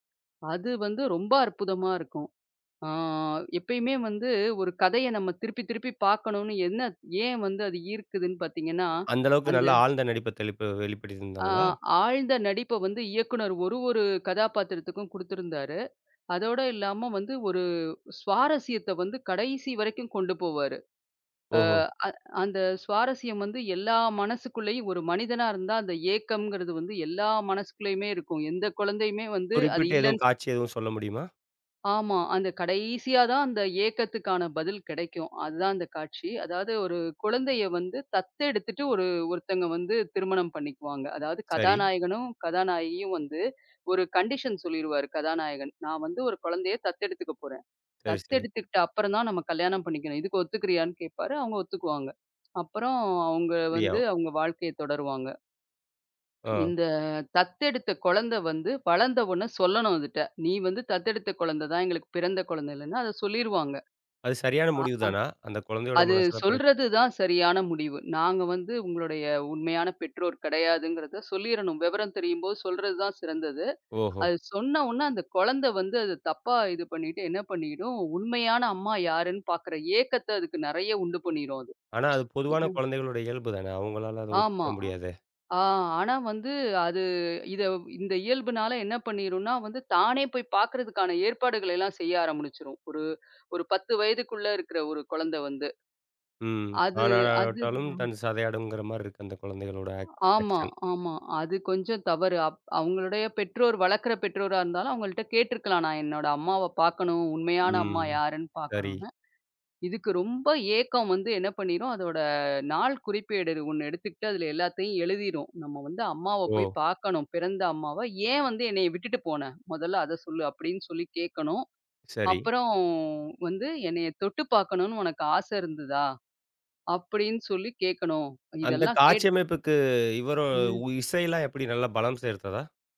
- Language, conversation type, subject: Tamil, podcast, மறுபடியும் பார்க்கத் தூண்டும் திரைப்படங்களில் பொதுவாக என்ன அம்சங்கள் இருக்கும்?
- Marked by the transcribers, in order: tapping; in English: "கண்டிஷன்"; "அப்டியா" said as "பிடியாவ்"; other background noise; tsk; "ஆரம்பிச்சிடும்" said as "ஆரம்முனிச்சுரும்"; other noise; in English: "ஆக்ஷன்"; drawn out: "ம்"